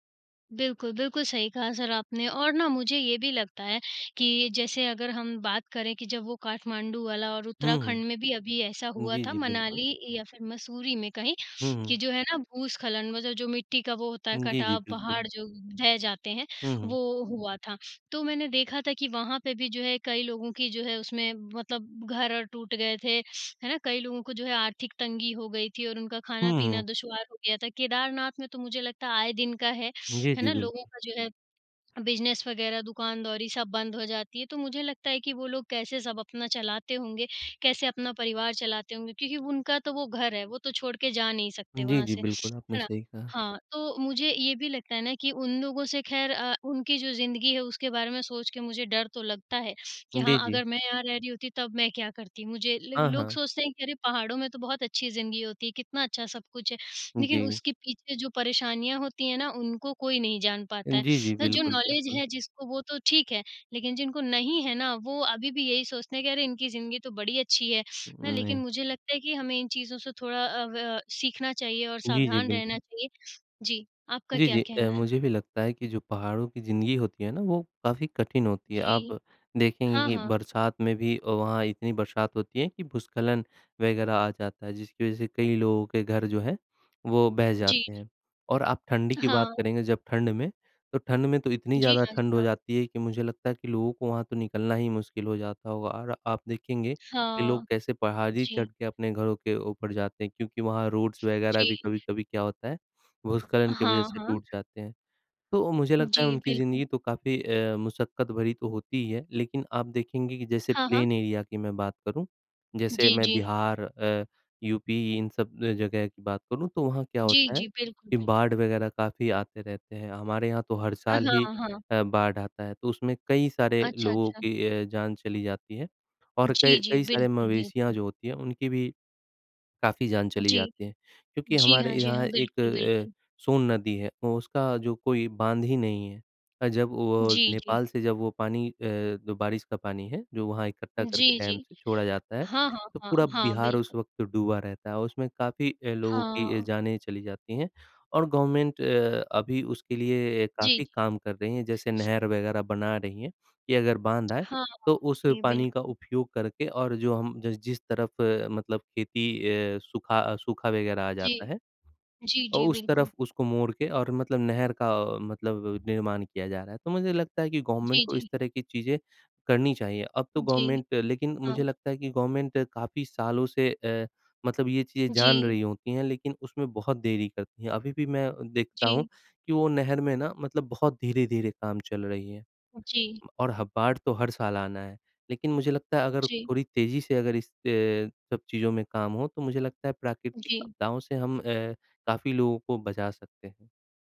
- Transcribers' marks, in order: in English: "नॉलेज"; tapping; in English: "रोड्स"; in English: "प्लेन एरिया"; in English: "डैम"; in English: "गवर्नमेंट"; in English: "गवर्नमेंट"; in English: "गवर्नमेंट"; in English: "गवर्नमेंट"
- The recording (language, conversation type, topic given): Hindi, unstructured, प्राकृतिक आपदाओं में फंसे लोगों की कहानियाँ आपको कैसे प्रभावित करती हैं?